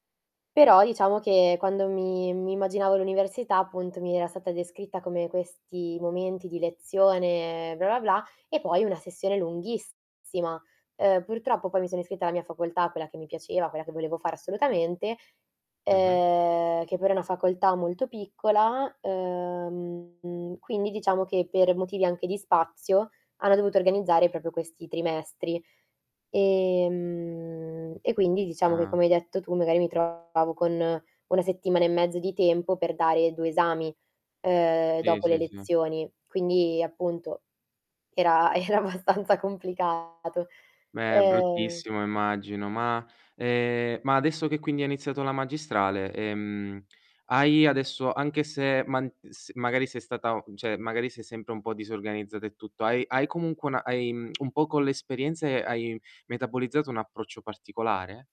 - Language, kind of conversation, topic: Italian, podcast, Come ti organizzi quando hai tante cose da studiare?
- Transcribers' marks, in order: distorted speech; "proprio" said as "propio"; drawn out: "Ehm"; tapping; laughing while speaking: "era abbastanza"; other background noise; tongue click